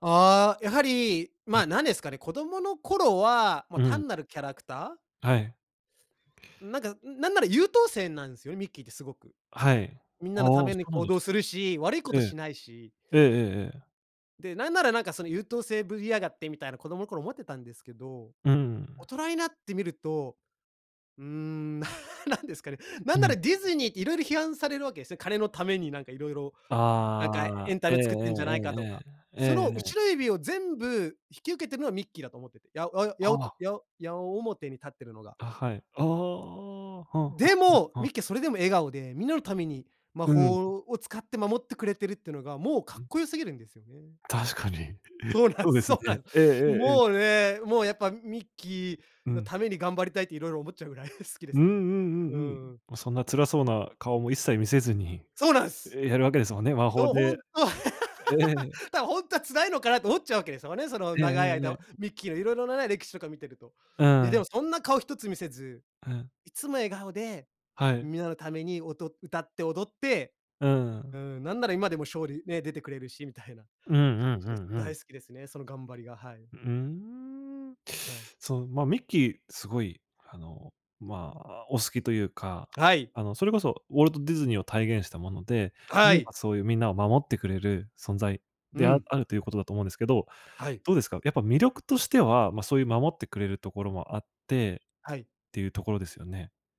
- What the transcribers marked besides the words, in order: laugh; other noise; chuckle; laughing while speaking: "ほんとは"; laugh
- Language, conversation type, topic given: Japanese, podcast, 好きなキャラクターの魅力を教えてくれますか？